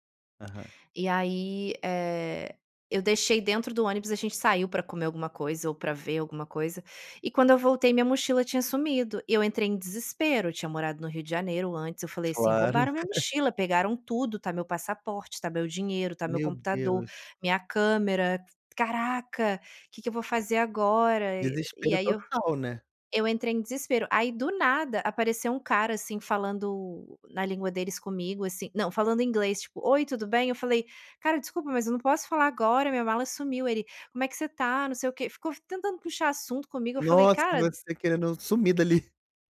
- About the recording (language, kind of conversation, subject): Portuguese, podcast, Quais dicas você daria para viajar sozinho com segurança?
- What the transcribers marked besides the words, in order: chuckle; other background noise